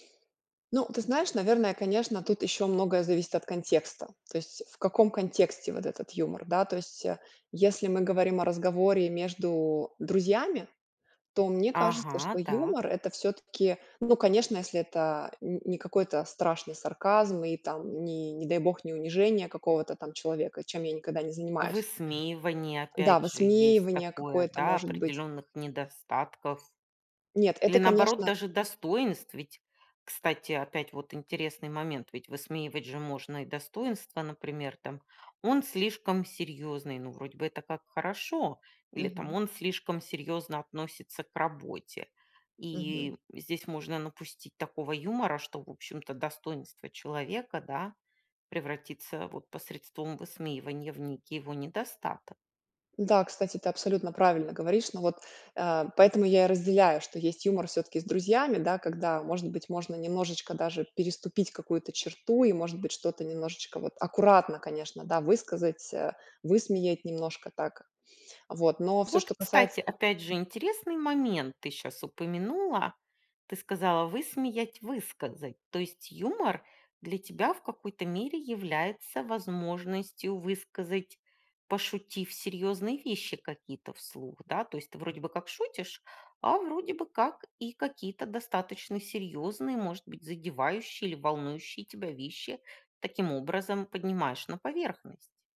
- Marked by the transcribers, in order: none
- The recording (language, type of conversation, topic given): Russian, podcast, Как вы используете юмор в разговорах?